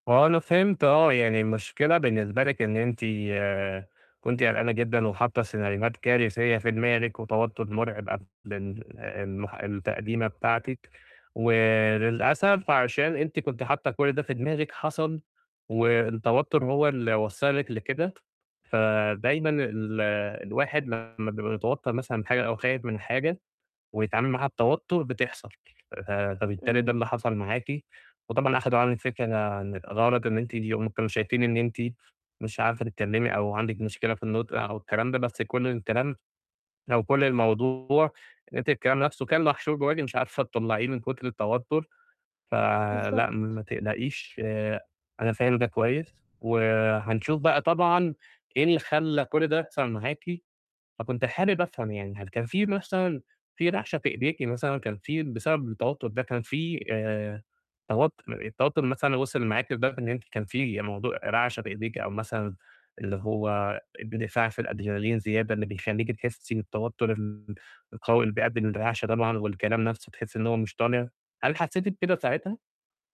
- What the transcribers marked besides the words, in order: tapping; distorted speech
- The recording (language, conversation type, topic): Arabic, advice, إزاي أقدر أقلّل توتري وأنا بتكلم قدّام جمهور كبير؟